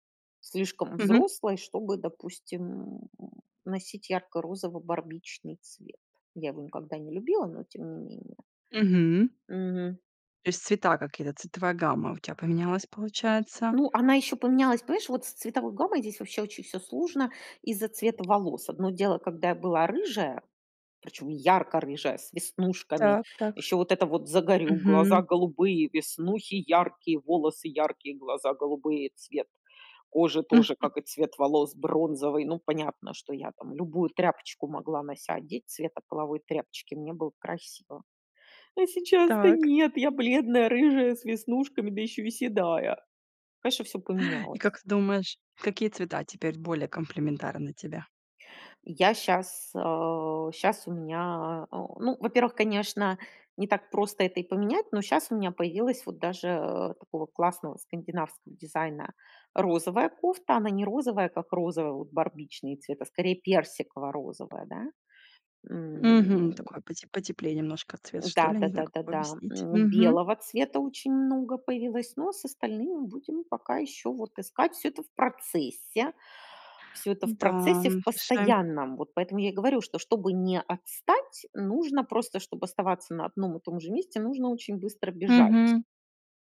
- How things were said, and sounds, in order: tapping; chuckle; put-on voice: "Но сейчас-то - нет, я бледная, рыжая, с веснушками, да ещё и седая"
- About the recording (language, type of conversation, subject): Russian, podcast, Что обычно вдохновляет вас на смену внешности и обновление гардероба?